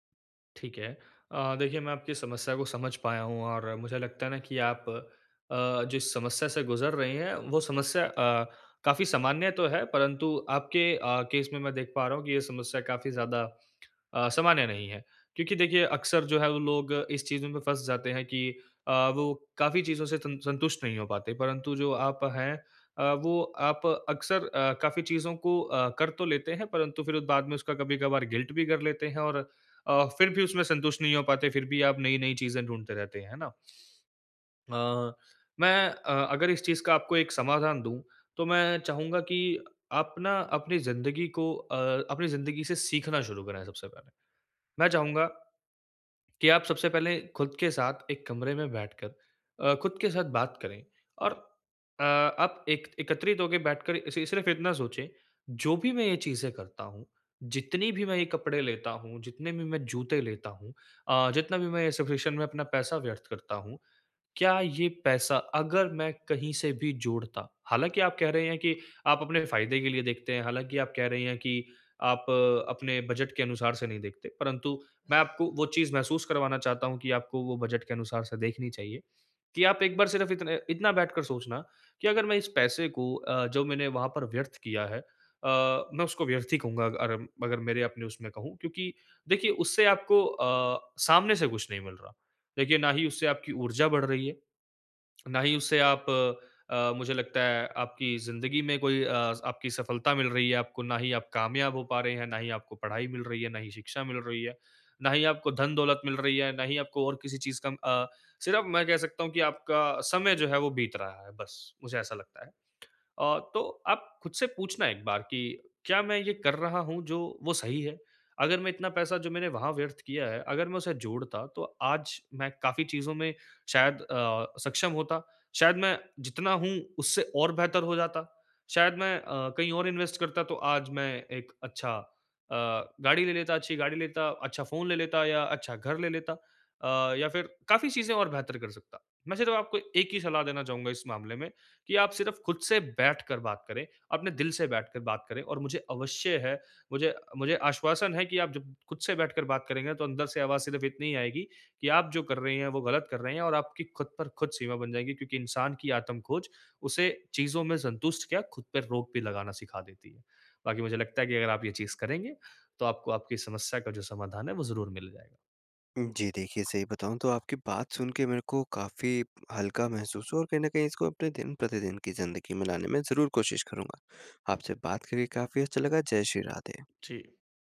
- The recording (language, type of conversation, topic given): Hindi, advice, कम चीज़ों में संतोष खोजना
- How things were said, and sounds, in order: tongue click; in English: "गिल्ट"; lip smack; tongue click; in English: "इन्वेस्ट"